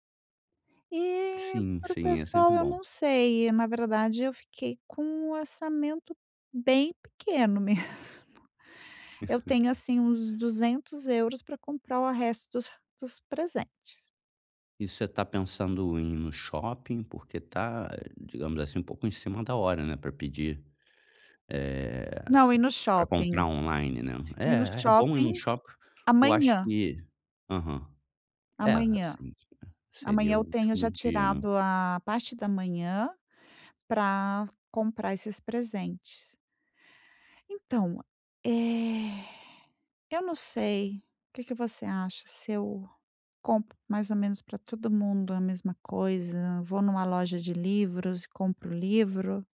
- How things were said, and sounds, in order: other background noise; laughing while speaking: "mesmo"; laugh; drawn out: "eh"
- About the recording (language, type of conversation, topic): Portuguese, advice, Como posso comprar presentes e roupas com um orçamento limitado?